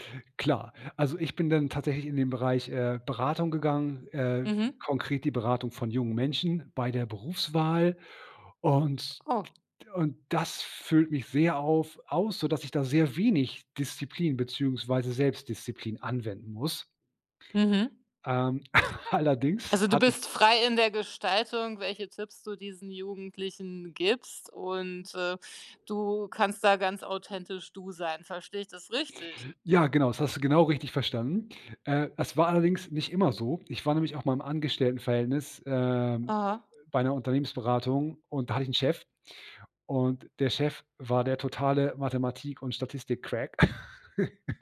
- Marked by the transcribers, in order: other background noise; giggle; laugh
- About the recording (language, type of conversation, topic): German, podcast, Wie findest du die Balance zwischen Disziplin und Freiheit?